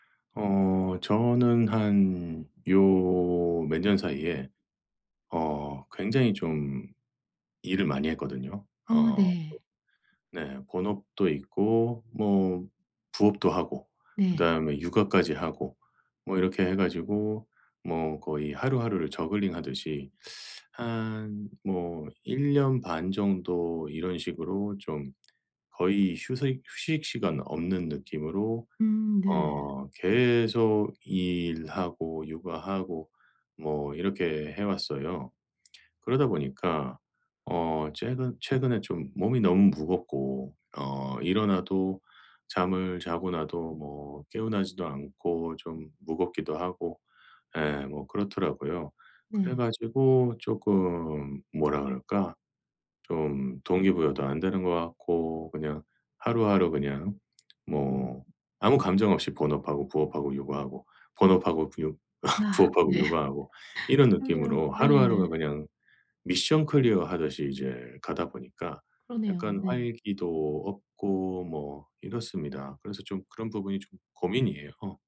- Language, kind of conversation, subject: Korean, advice, 번아웃을 예방하고 동기를 다시 회복하려면 어떻게 해야 하나요?
- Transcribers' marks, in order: tapping; other background noise; lip smack; laugh; laughing while speaking: "네"; laughing while speaking: "고민이에요"